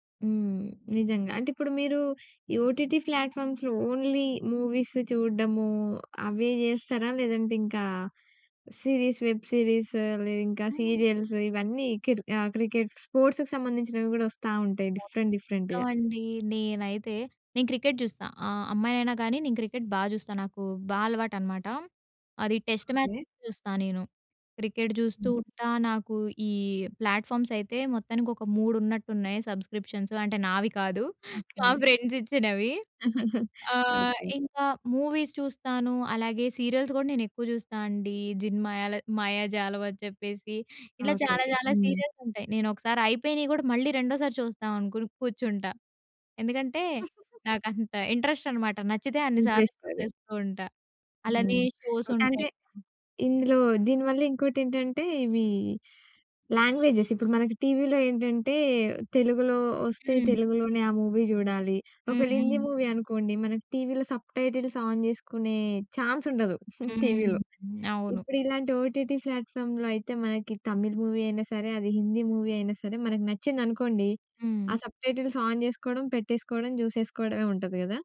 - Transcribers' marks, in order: in English: "ఓటీటీ ఫ్లాట్‍ఫామ్స్‌లో ఓన్లీ మూవీస్"; in English: "సీరీస్ వెబ్ సీరీస్"; in English: "సీరియల్స్"; other noise; in English: "స్పోర్ట్స్‌కి"; in English: "డిఫరెంట్ డిఫరెంట్‌గా"; in English: "టెస్ట్ మ్యాచ్"; in English: "ప్లాట్‍ఫామ్స్"; laughing while speaking: "మా ఫ్రెండ్స్ ఇచ్చినవి"; in English: "ఫ్రెండ్స్"; chuckle; in English: "మూవీస్"; in English: "సీరియల్స్"; in English: "సీరియల్స్"; chuckle; in English: "ఇంట్రెస్ట్"; unintelligible speech; other background noise; in English: "షోస్"; in English: "లాంగ్వేజెస్"; in English: "మూవీ"; in English: "మూవీ"; in English: "సబ్‌టైటిల్స్ ఆన్"; in English: "ఛాన్స్"; chuckle; in English: "ఓటీటీ ఫ్లాట్‍ఫామ్‍లో"; in English: "మూవీ"; in English: "మూవీ"; in English: "సబ్‌టైటిల్స్ ఆన్"
- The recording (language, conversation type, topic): Telugu, podcast, స్ట్రీమింగ్ వేదికలు ప్రాచుర్యంలోకి వచ్చిన తర్వాత టెలివిజన్ రూపం ఎలా మారింది?